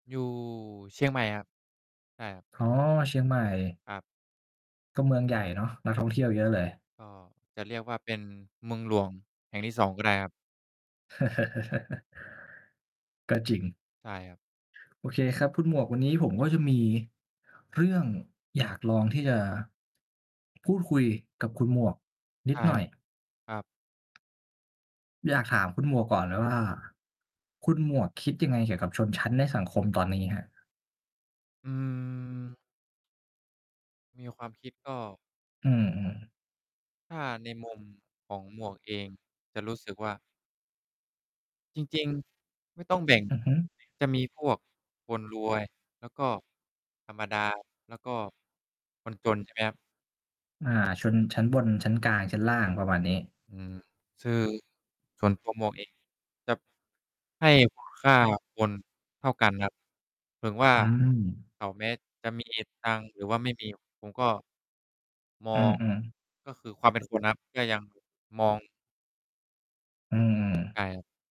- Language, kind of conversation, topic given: Thai, unstructured, ทำไมบางคนถึงยังมองว่าคนจนไม่มีคุณค่า?
- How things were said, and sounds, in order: laugh; drawn out: "อืม"; background speech; distorted speech; "คือ" said as "ชือ"; tapping